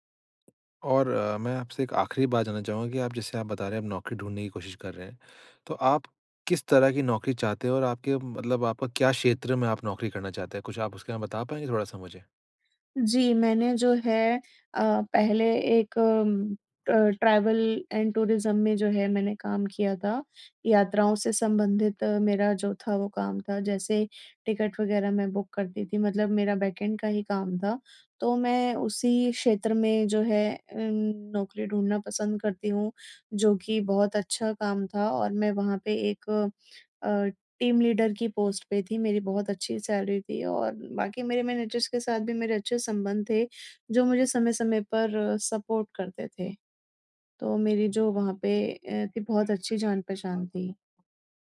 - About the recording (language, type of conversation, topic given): Hindi, advice, नौकरी छूटने के बाद भविष्य की अनिश्चितता के बारे में आप क्या महसूस कर रहे हैं?
- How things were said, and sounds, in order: in English: "ट्रैवल एंड टूरिज्म"; in English: "टीम लीडर"; in English: "पोस्ट"; in English: "सैलरी"; in English: "मैनेजर्स"; in English: "सपोर्ट"